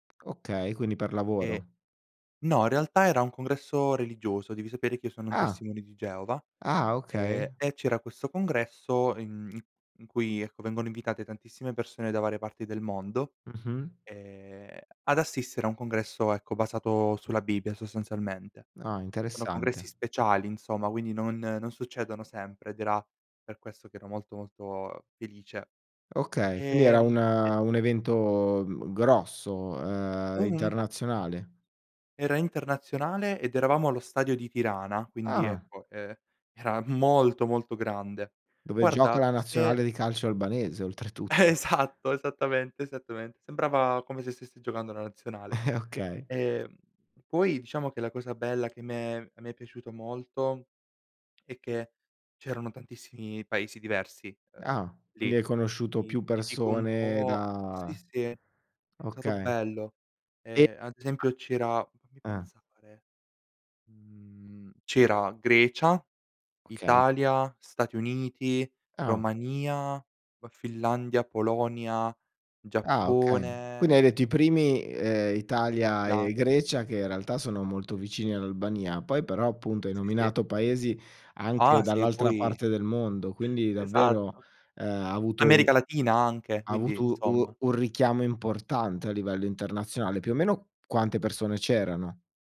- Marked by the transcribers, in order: tapping; "insomma" said as "inzomma"; laughing while speaking: "era"; laughing while speaking: "oltretutto"; laughing while speaking: "Esatto!"; chuckle; other background noise; "avuto" said as "avutu"
- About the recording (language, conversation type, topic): Italian, podcast, Hai mai incontrato qualcuno in viaggio che ti ha segnato?